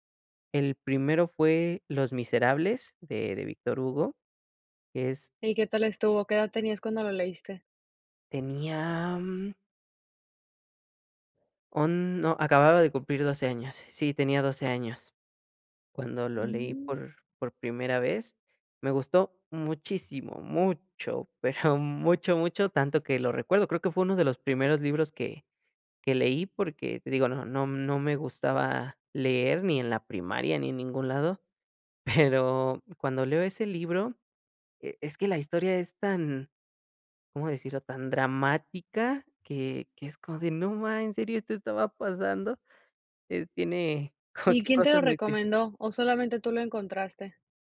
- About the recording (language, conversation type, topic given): Spanish, podcast, ¿Por qué te gustan tanto los libros?
- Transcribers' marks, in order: laughing while speaking: "pero"